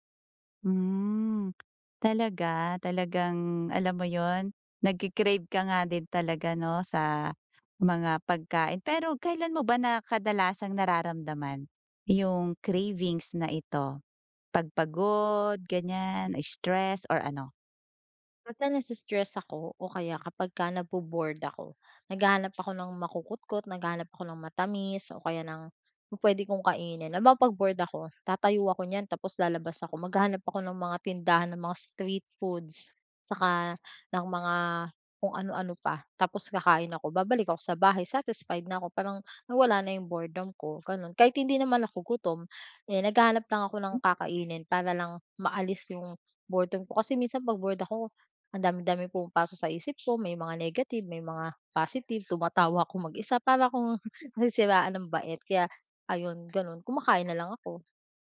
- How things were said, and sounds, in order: tapping; other background noise; chuckle; background speech
- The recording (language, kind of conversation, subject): Filipino, advice, Paano ako makakahanap ng mga simpleng paraan araw-araw para makayanan ang pagnanasa?